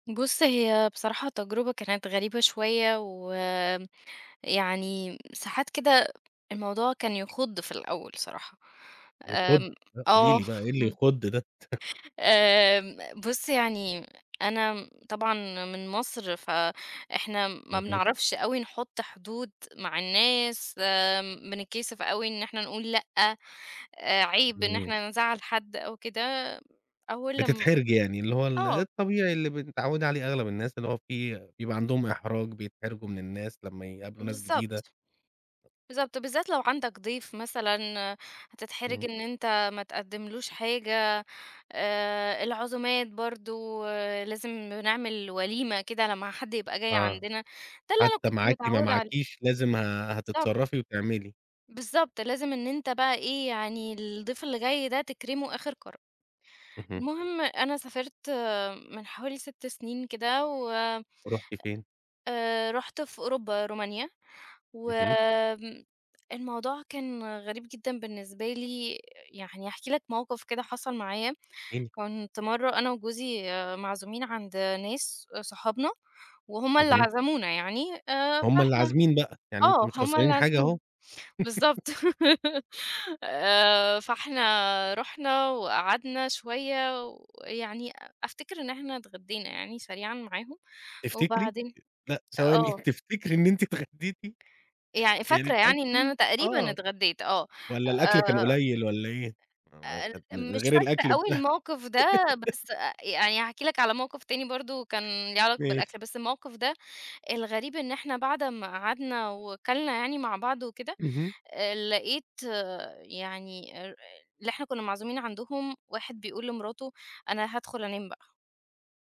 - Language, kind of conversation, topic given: Arabic, podcast, إيه كانت أول تجربة ليك مع ثقافة جديدة؟
- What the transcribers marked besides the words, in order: chuckle; tapping; other background noise; laugh; laughing while speaking: "تفتكري إن أنتِ إتغَدّيتِ؟"; unintelligible speech; laugh